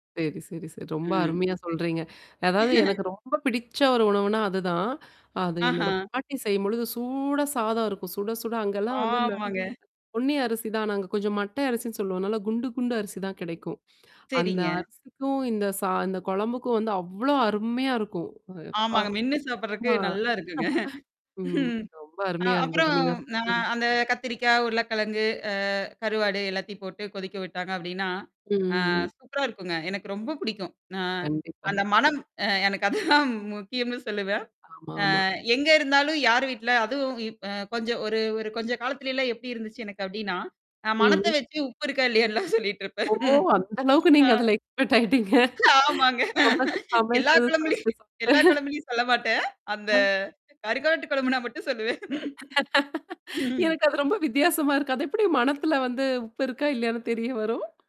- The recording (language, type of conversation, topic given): Tamil, podcast, அம்மாவின் சமையல் வாசனை வீட்டு நினைவுகளை எப்படிக் கிளப்புகிறது?
- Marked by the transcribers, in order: other background noise; chuckle; distorted speech; other noise; drawn out: "ஆமாங்க"; chuckle; laughing while speaking: "அதுதான் முக்கியம்னு சொல்லுவேன்"; laughing while speaking: "ஓ! அந்த அளவுக்கு நீங்க அதல எக்ஸ்பெர்ட் ஆயிட்டீங்க. சமச் சமச்சது சாப்பட்டு சாப்பட்டு"; laughing while speaking: "இருக்கா? இல்லையான்ன்லாம் சொல்லிட்டு இருப்பேன்"; in English: "எக்ஸ்பெர்ட்"; laughing while speaking: "ஆமாங்க. எல்லா குழம்புலயும் எல்லா குழம்புலயும் சொல்ல மாட்டேன். அந்த கருக்காட்டு குழம்புனா மட்டும் சொல்லுவேன்"; "கருவாட்டு" said as "கருக்காட்டு"; mechanical hum; laughing while speaking: "எனக்கு அது ரொம்ப வித்தியாசமா இருக்கு … இல்லையானு தெரிய வரும்?"; lip trill